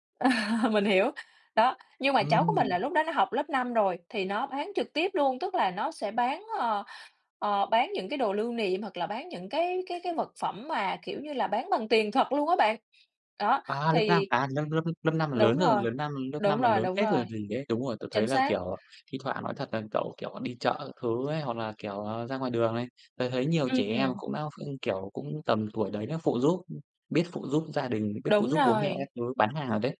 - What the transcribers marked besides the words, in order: laugh; other background noise; tapping
- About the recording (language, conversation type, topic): Vietnamese, unstructured, Làm thế nào để dạy trẻ về tiền bạc?